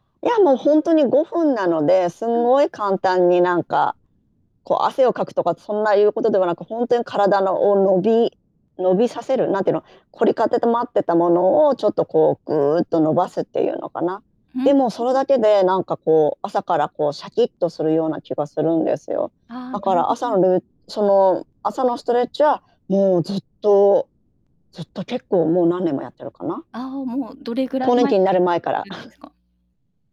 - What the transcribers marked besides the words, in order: unintelligible speech; distorted speech; laugh
- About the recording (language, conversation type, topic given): Japanese, podcast, 朝のルーティンで、何かこだわっていることはありますか？